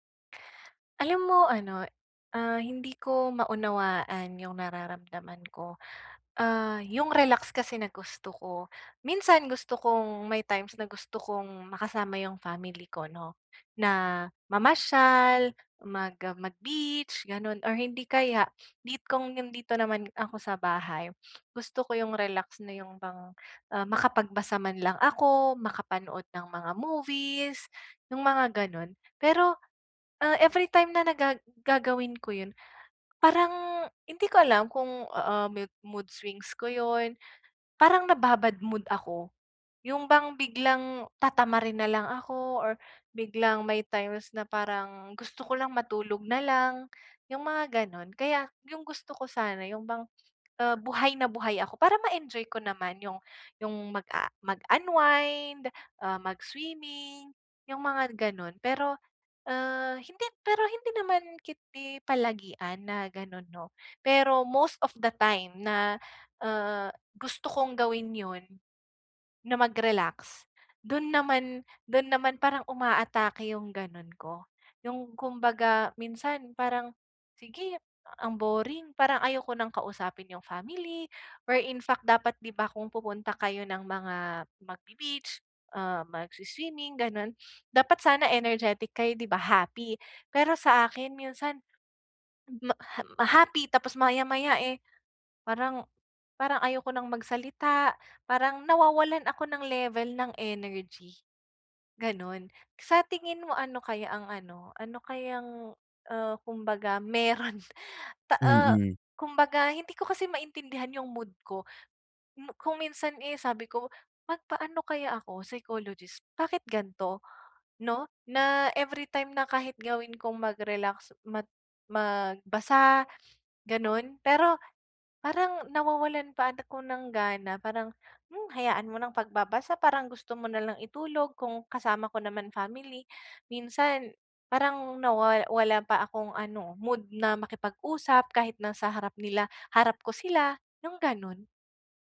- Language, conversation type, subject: Filipino, advice, Bakit hindi ako makahanap ng tamang timpla ng pakiramdam para magpahinga at mag-relaks?
- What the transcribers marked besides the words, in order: none